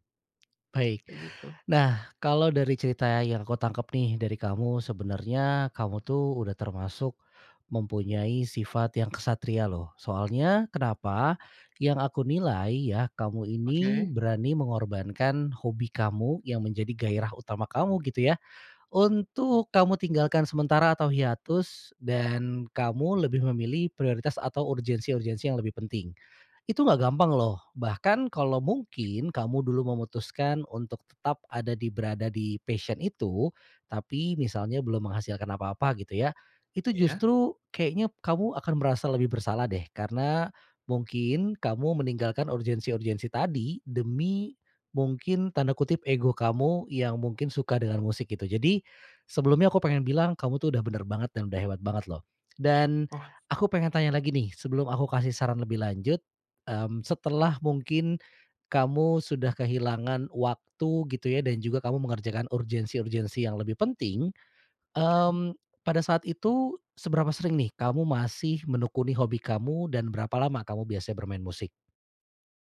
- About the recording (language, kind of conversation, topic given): Indonesian, advice, Kapan kamu menyadari gairah terhadap hobi kreatifmu tiba-tiba hilang?
- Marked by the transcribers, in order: other background noise; in English: "passion"